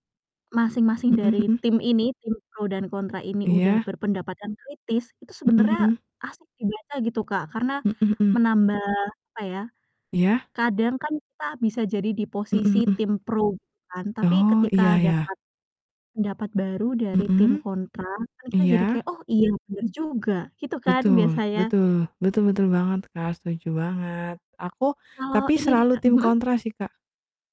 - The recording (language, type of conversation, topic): Indonesian, unstructured, Mengapa banyak orang kehilangan kepercayaan terhadap pemerintah?
- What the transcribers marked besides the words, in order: distorted speech